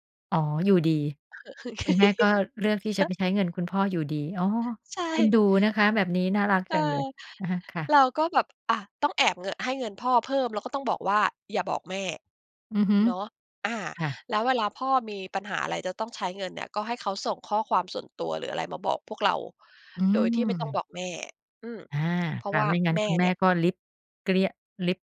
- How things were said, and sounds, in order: chuckle; laughing while speaking: "ใช่"; "เกลี้ยง" said as "เกลี๊ย"
- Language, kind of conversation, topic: Thai, podcast, เรื่องเงินทำให้คนต่างรุ่นขัดแย้งกันบ่อยไหม?